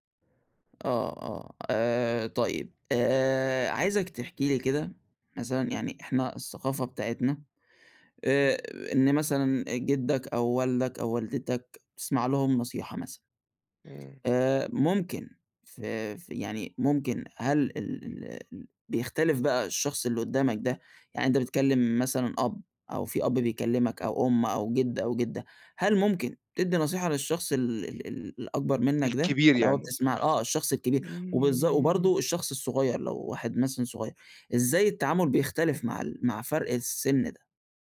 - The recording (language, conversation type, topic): Arabic, podcast, إزاي تعرف الفرق بين اللي طالب نصيحة واللي عايزك بس تسمع له؟
- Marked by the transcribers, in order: tapping